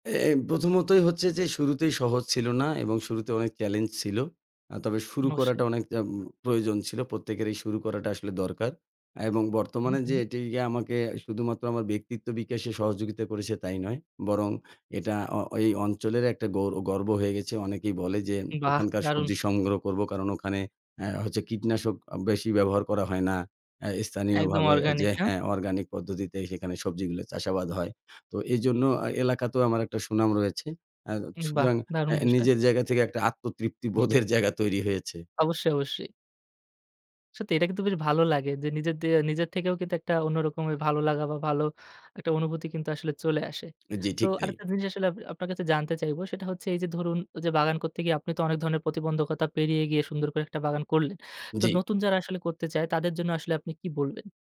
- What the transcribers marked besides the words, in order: laughing while speaking: "বোধের জায়গা তৈরি হয়েছে"; chuckle; other background noise
- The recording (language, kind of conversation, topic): Bengali, podcast, যদি আপনি বাগান করা নতুন করে শুরু করেন, তাহলে কোথা থেকে শুরু করবেন?